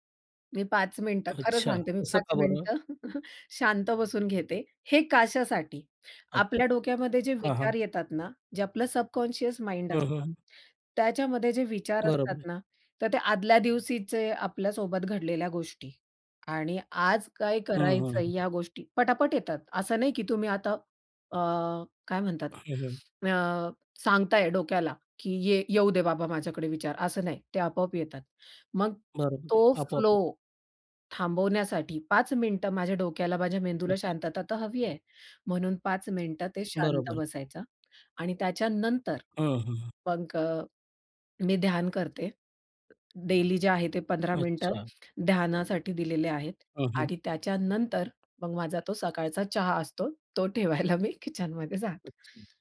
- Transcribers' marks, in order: chuckle; in English: "सबकॉन्शियस माइंड"; other background noise; other noise; unintelligible speech; tapping; in English: "डेली"; laughing while speaking: "तो ठेवायला मी किचनमध्ये जाते"
- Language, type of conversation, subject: Marathi, podcast, तुम्ही दैनंदिन जीवनात मानसिक आणि शारीरिक मजबुती कशी टिकवता?